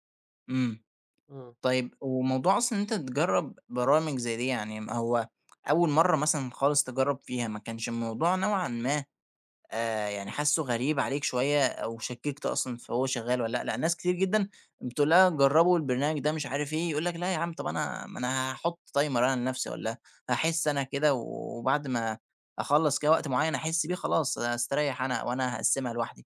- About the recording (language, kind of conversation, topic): Arabic, podcast, إزاي بتتجنب الملهيات الرقمية وانت شغال؟
- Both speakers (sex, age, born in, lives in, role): male, 20-24, Egypt, Egypt, host; male, 25-29, Egypt, Egypt, guest
- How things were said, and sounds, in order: in English: "timer"